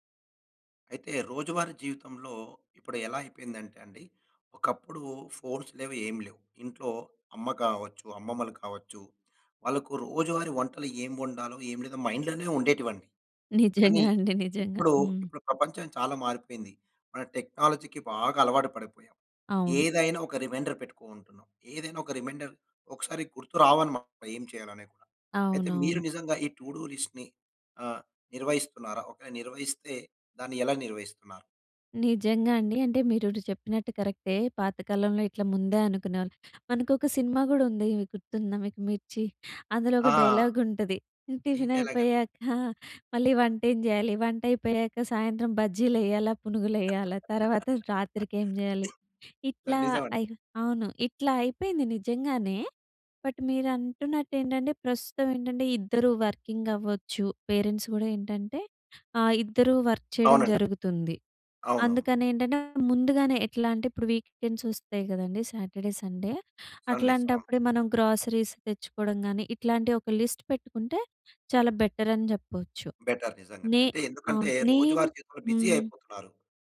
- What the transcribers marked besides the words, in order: in English: "ఫోన్స్"; in English: "మైండ్‌లోనే"; laughing while speaking: "నిజంగా అండి. నిజంగా"; in English: "టెక్నాలజీకి"; in English: "రిమైండర్"; in English: "రిమైండర్"; in English: "టూడూ లిస్ట్‌ని"; giggle; laugh; cough; in English: "బట్"; in English: "పేరెంట్స్"; in English: "వర్క్"; other background noise; in English: "వీకెండ్స్"; in English: "సాటర్‌డే, సండే"; in English: "సండేస్"; in English: "గ్రోసరీస్"; in English: "లిస్ట్"; in English: "బెటర్"; in English: "బెటర్"; in English: "బీజీ"
- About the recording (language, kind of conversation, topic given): Telugu, podcast, నీ చేయాల్సిన పనుల జాబితాను నీవు ఎలా నిర్వహిస్తావు?